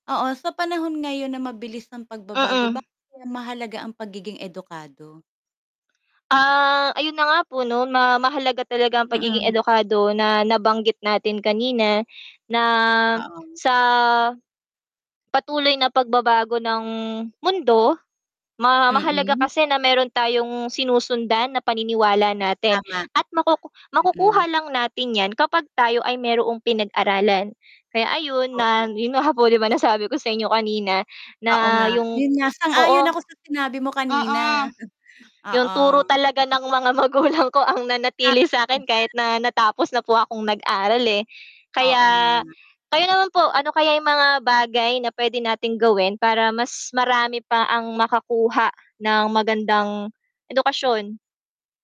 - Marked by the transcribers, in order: distorted speech; static; mechanical hum; other background noise
- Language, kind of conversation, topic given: Filipino, unstructured, Paano mo ipaliliwanag kung bakit mahalaga ang edukasyon para sa lahat?
- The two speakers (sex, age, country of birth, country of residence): female, 25-29, Philippines, Philippines; female, 45-49, Philippines, Philippines